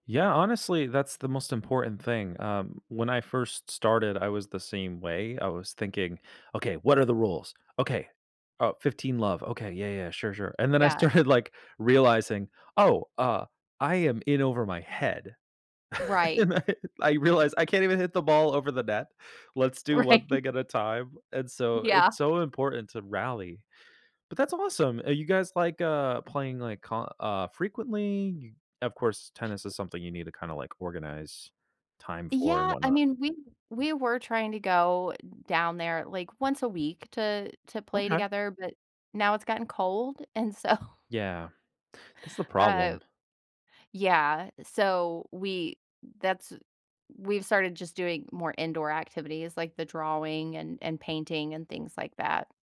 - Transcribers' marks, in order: laughing while speaking: "started"; laugh; laughing while speaking: "And I"; laughing while speaking: "Right"; other background noise; laughing while speaking: "so"
- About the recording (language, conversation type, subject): English, unstructured, How do I handle envy when someone is better at my hobby?